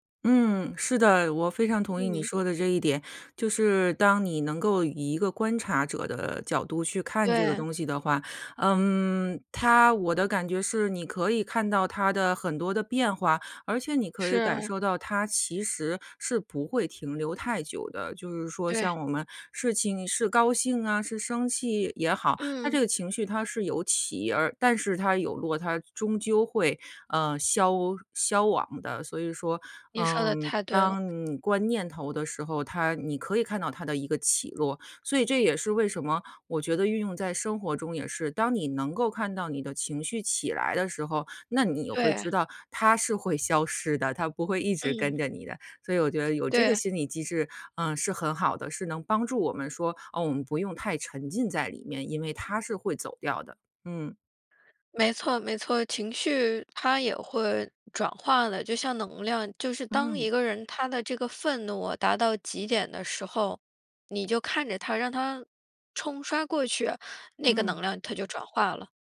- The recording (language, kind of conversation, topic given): Chinese, podcast, 哪一种爱好对你的心理状态帮助最大？
- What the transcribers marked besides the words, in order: other noise; lip smack